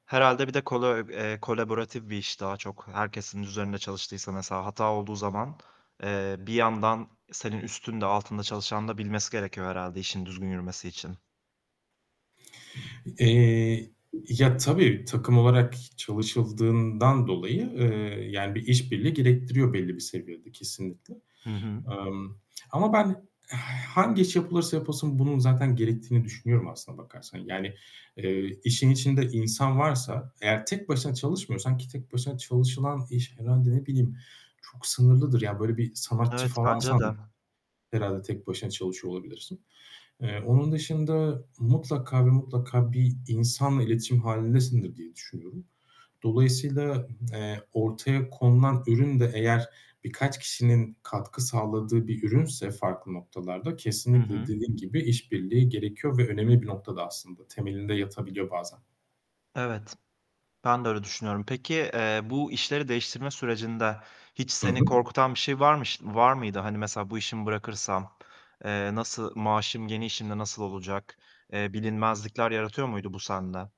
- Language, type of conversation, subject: Turkish, podcast, İş değiştirme korkusunu nasıl yendin?
- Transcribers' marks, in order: in English: "kolaboratif"; other background noise; tapping; static; distorted speech